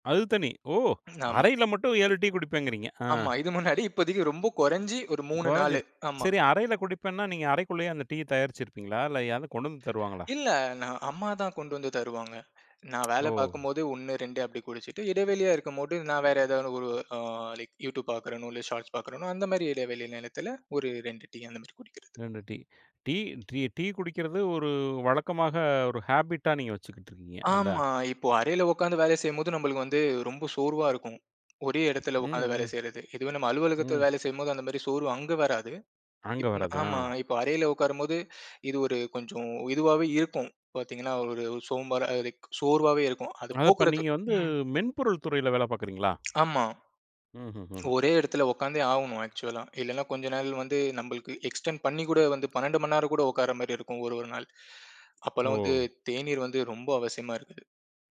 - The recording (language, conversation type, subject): Tamil, podcast, வீட்டில் உங்களுக்கு மிகவும் பிடித்த இடம் எது?
- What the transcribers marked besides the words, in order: other background noise; other noise; tsk; "இருக்கும்போது" said as "இருக்கும்போடு"; in English: "லைக் YouTube"; in English: "Shorts"; tapping; in English: "ஹேபிட்டா"; in English: "ஆக்சுவலா"; in English: "எக்ஸ்டென்ட்"